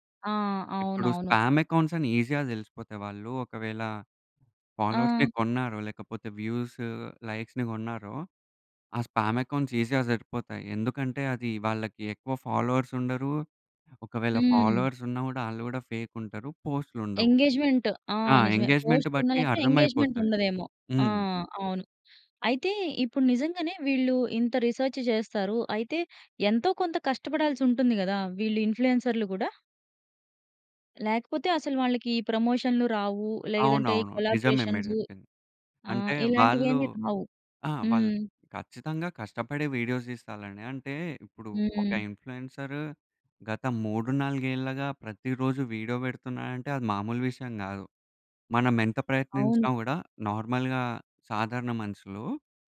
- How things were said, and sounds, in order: in English: "స్పామ్ అకౌంట్స్"; in English: "ఈజీగా"; in English: "ఫాలోవర్స్‌ని"; in English: "వ్యూస్ లైక్స్‌ని"; in English: "ఆ స్పామ్ అకౌంట్స్ ఈజీగా"; in English: "ఫాలోవర్స్"; in English: "ఫాలోవర్స్"; in English: "ఫేక్"; in English: "ఎంగేజ్‌మెంట్"; in English: "పోస్ట్"; in English: "ఎంగేజ్మెంట్"; in English: "ఎంగేజ్‌మెంట్"; in English: "రిసర్చ్"; in English: "ఇన్‌ఫ్లుయెన్సర్‌లు"; in English: "కొలాబరేషన్స్"; in English: "వీడియోస్"; in English: "ఇన్‌ఫ్లుయెన్సర్"; in English: "నార్మల్‌గా"
- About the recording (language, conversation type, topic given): Telugu, podcast, ఇన్ఫ్లుయెన్సర్లు ప్రేక్షకుల జీవితాలను ఎలా ప్రభావితం చేస్తారు?